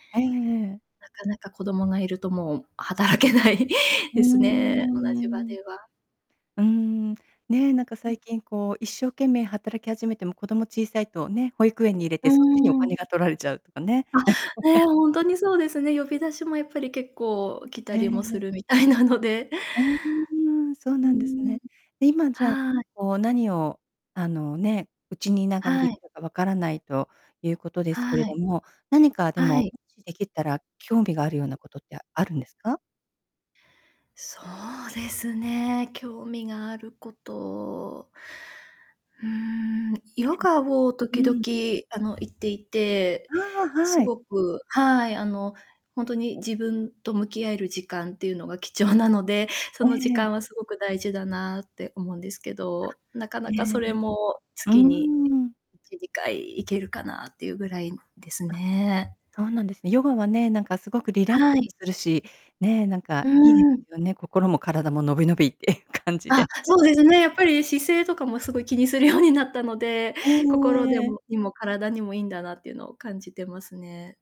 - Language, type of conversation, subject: Japanese, advice, 他人と比べて、自分の人生の意義に疑問を感じるのはなぜですか？
- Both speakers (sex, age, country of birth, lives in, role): female, 40-44, Japan, Japan, user; female, 55-59, Japan, United States, advisor
- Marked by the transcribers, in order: laughing while speaking: "働けないですね"; laugh; laughing while speaking: "するみたいなので"; distorted speech; unintelligible speech; unintelligible speech; laughing while speaking: "伸び伸びっていう感じで"; unintelligible speech; laughing while speaking: "気にするようになったので"